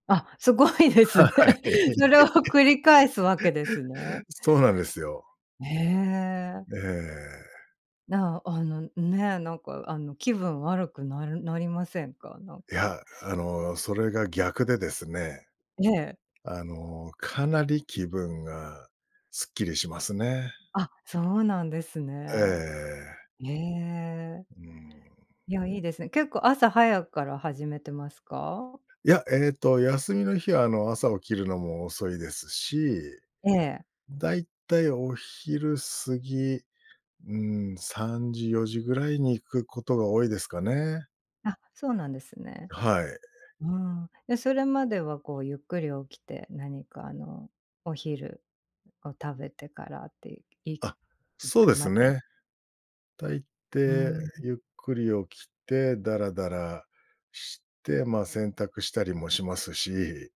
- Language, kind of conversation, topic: Japanese, podcast, 休みの日はどんな風にリセットしてる？
- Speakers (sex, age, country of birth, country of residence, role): female, 45-49, Japan, United States, host; male, 45-49, Japan, Japan, guest
- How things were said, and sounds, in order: laughing while speaking: "すごい ですね"; tapping; laughing while speaking: "は、はい"; laugh